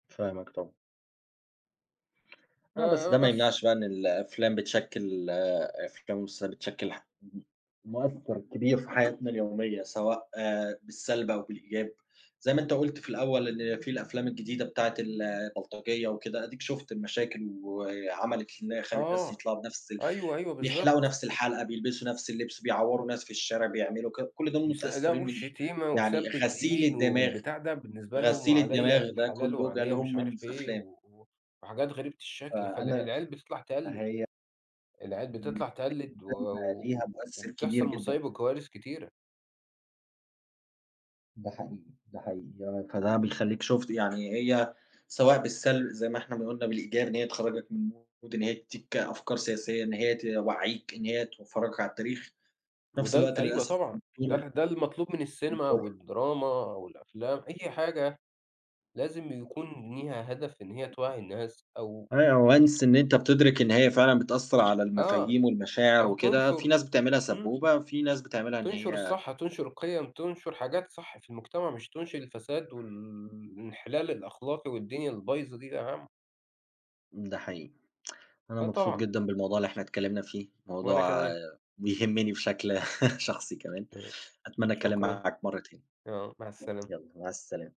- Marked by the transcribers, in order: other background noise; unintelligible speech; tapping; unintelligible speech; unintelligible speech; in English: "mood"; in English: "once"; chuckle; unintelligible speech
- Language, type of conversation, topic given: Arabic, unstructured, إزاي قصص الأفلام بتأثر على مشاعرك؟